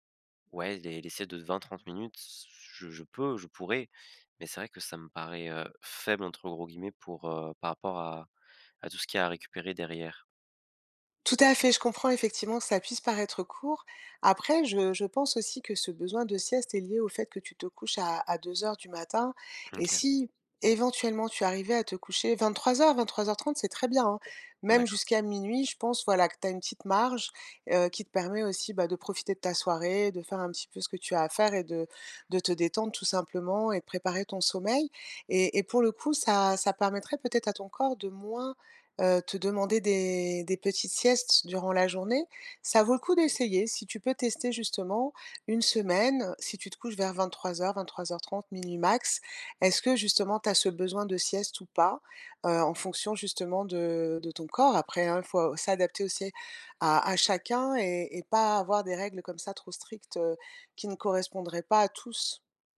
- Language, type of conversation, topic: French, advice, Comment puis-je optimiser mon énergie et mon sommeil pour travailler en profondeur ?
- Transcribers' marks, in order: tapping